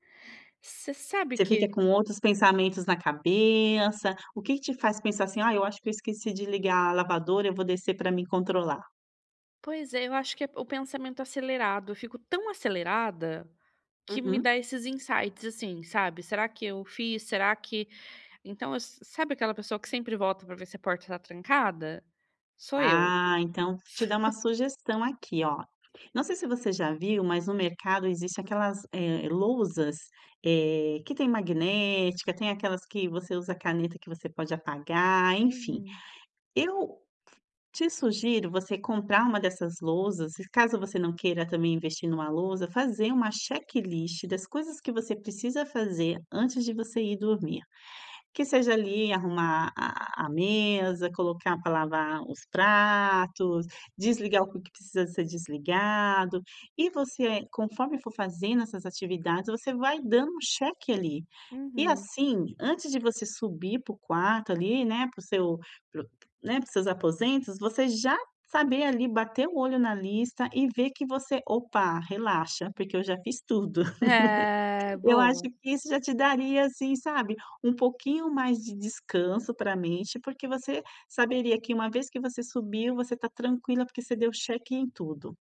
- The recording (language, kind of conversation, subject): Portuguese, advice, Como posso desacelerar de forma simples antes de dormir?
- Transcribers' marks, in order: in English: "insights"; giggle; other background noise; laugh